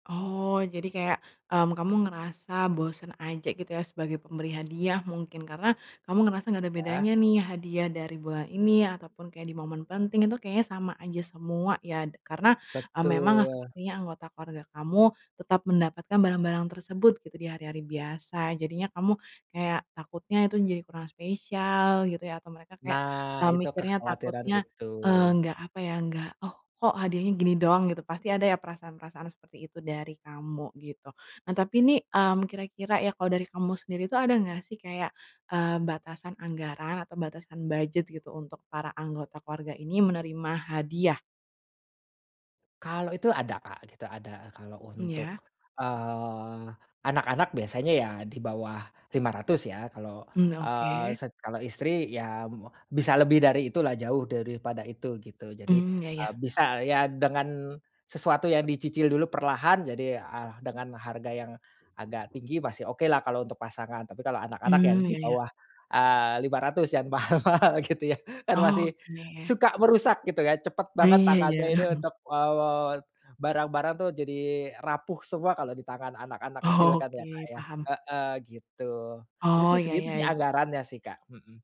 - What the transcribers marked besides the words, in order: tapping; other background noise; laughing while speaking: "mahal-mahal, gitu ya"; chuckle
- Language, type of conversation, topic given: Indonesian, advice, Bagaimana cara menemukan hadiah yang benar-benar bermakna untuk teman atau keluarga saya?